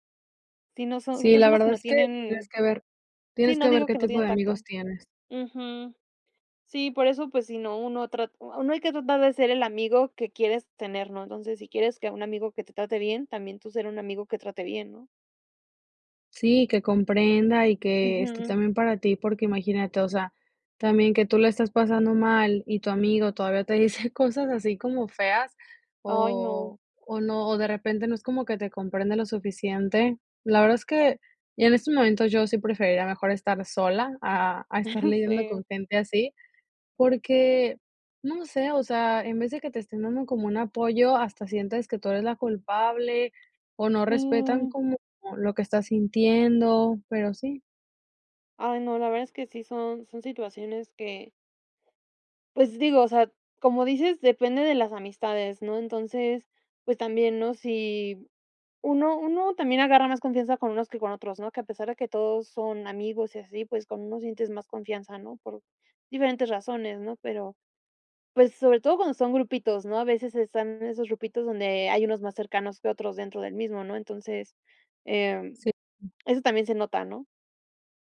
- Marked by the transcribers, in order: laugh
- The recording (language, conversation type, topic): Spanish, podcast, ¿Cómo ayudas a un amigo que está pasándolo mal?